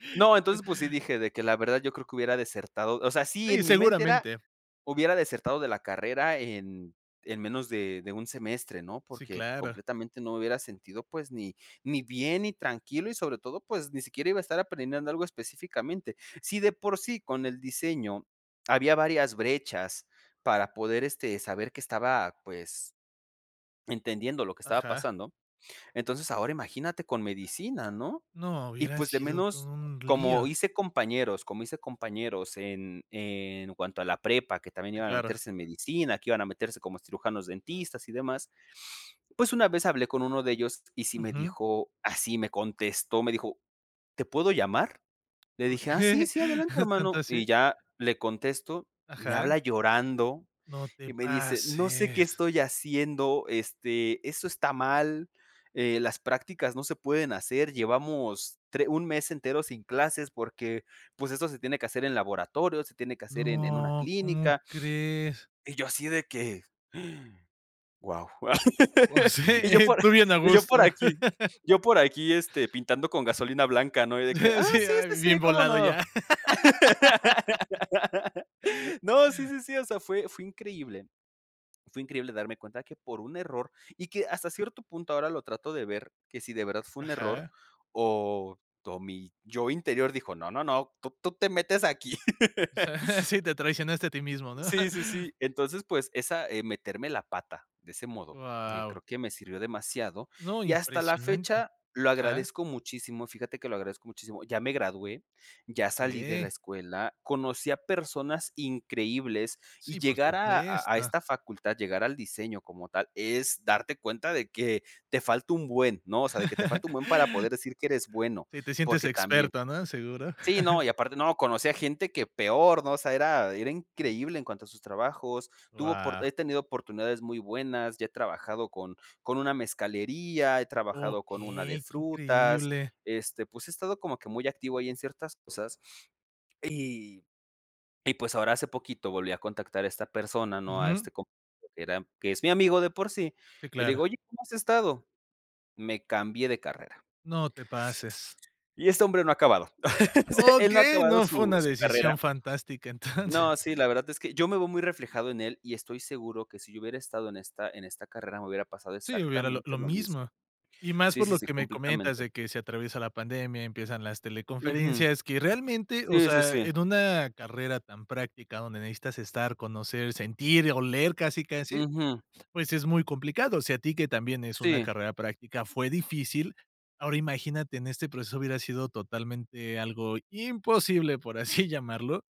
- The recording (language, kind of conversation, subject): Spanish, podcast, ¿Un error terminó convirtiéndose en una bendición para ti?
- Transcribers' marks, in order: tapping; laughing while speaking: "Okey"; other background noise; inhale; laugh; laugh; laugh; laugh; chuckle; chuckle; chuckle; chuckle; sniff; laugh; laughing while speaking: "entonces"